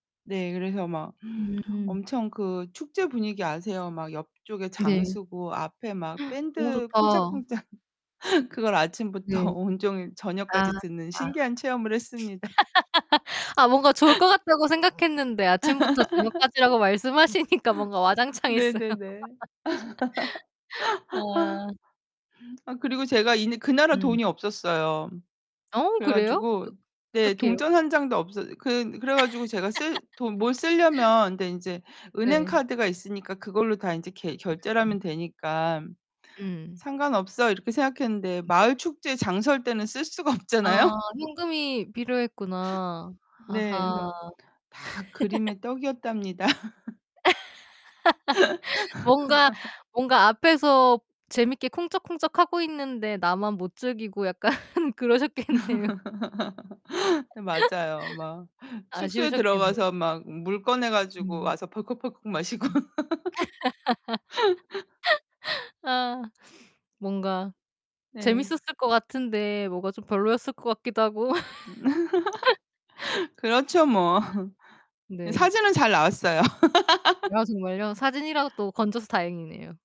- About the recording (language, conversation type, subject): Korean, unstructured, 주말에는 보통 어떻게 시간을 보내세요?
- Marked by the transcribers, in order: distorted speech; other background noise; gasp; laughing while speaking: "쿵짝쿵짝"; laughing while speaking: "아침부터"; laugh; laughing while speaking: "했습니다"; laugh; laughing while speaking: "말씀하시니까 뭔가 와장창했어요"; laugh; tapping; laugh; unintelligible speech; laughing while speaking: "수가 없잖아요?"; laugh; laughing while speaking: "떡이었답니다"; laugh; laughing while speaking: "약간 그러셨겠네요"; laugh; laugh; laughing while speaking: "마시고"; laugh; laugh; laugh